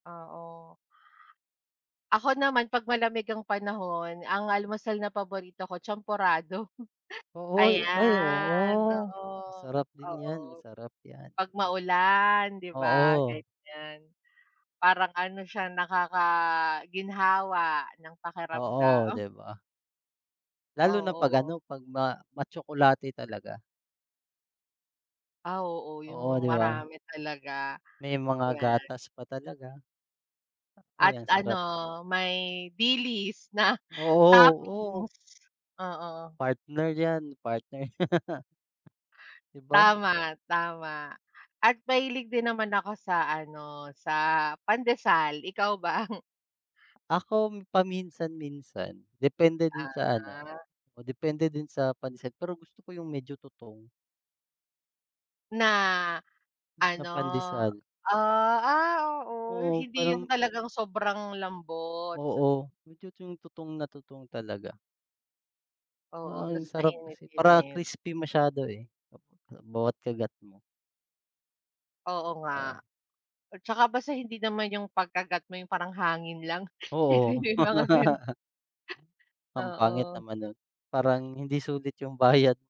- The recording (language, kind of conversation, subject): Filipino, unstructured, Ano ang paborito mong almusal na hindi mo kayang palampasin?
- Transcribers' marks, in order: chuckle; laugh; laughing while speaking: "ba?"; laugh; other noise; laughing while speaking: "may mga gan"; laughing while speaking: "bayad"